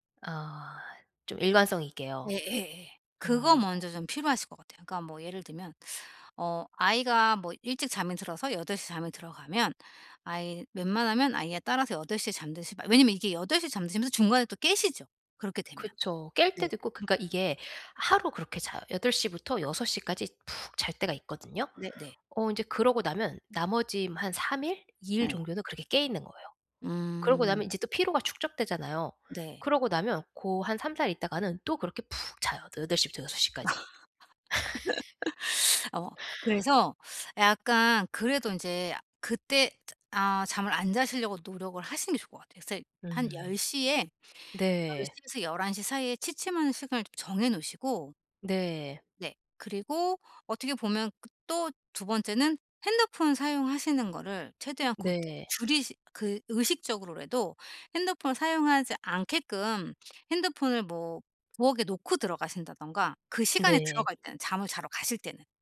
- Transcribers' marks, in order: laugh; teeth sucking; tapping; laugh; other background noise
- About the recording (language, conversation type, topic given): Korean, advice, 잠들기 전에 마음을 편안하게 정리하려면 어떻게 해야 하나요?